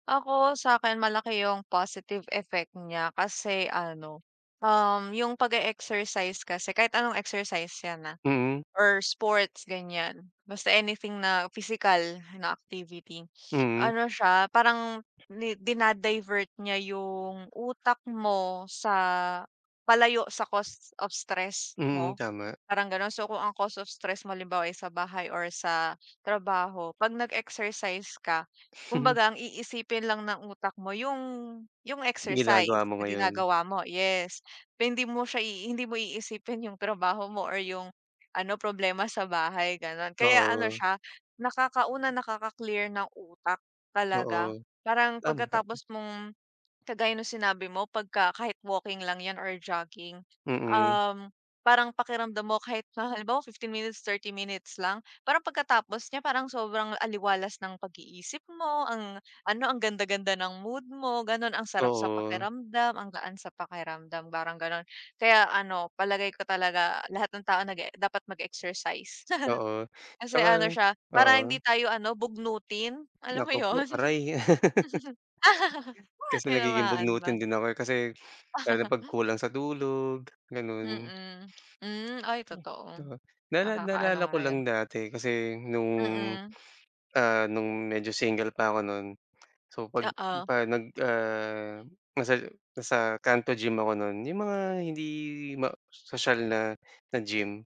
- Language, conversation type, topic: Filipino, unstructured, Ano ang mga positibong epekto ng regular na pag-eehersisyo sa kalusugang pangkaisipan?
- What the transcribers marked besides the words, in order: in English: "positive effect"; sniff; in English: "cause of stress"; in English: "cause of stress"; sniff; chuckle; chuckle; laugh; laughing while speaking: "Alam mo 'yon?"; giggle; other noise; chuckle; unintelligible speech; sniff; other background noise